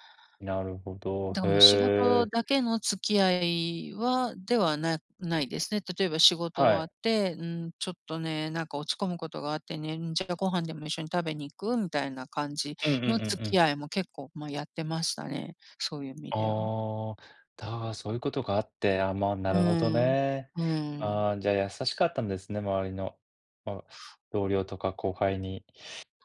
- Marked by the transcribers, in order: none
- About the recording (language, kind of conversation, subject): Japanese, unstructured, 仕事中に経験した、嬉しいサプライズは何ですか？